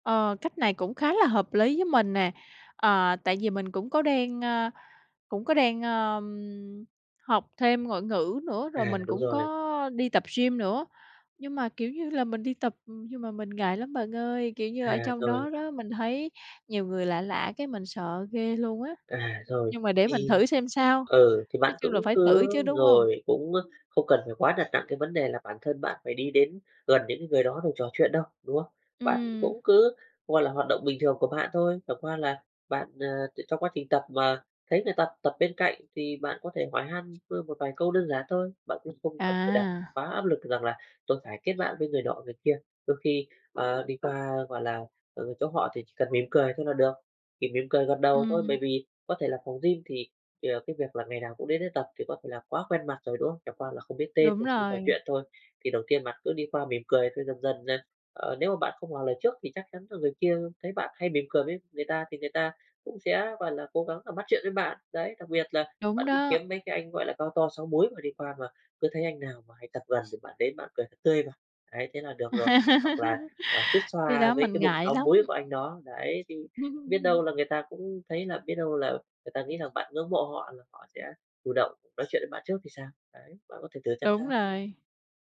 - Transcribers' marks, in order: other background noise; tapping; laugh; laugh
- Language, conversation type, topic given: Vietnamese, advice, Sau khi chuyển nơi ở, tôi phải làm gì khi cảm thấy cô đơn và thiếu các mối quan hệ xã hội?